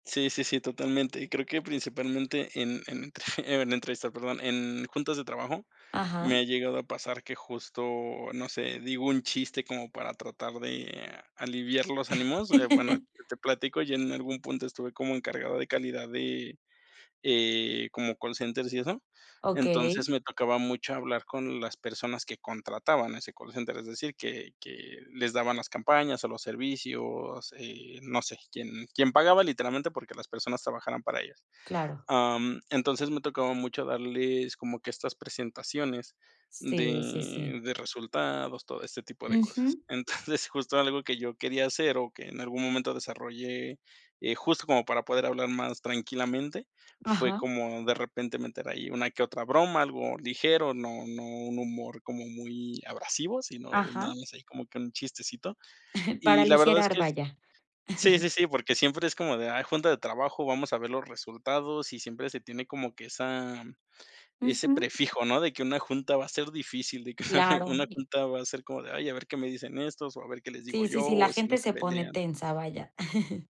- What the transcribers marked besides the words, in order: giggle; laugh; chuckle; chuckle; chuckle; other background noise; chuckle; chuckle
- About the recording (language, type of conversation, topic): Spanish, podcast, ¿Qué consejo le darías a alguien que quiere expresarse más?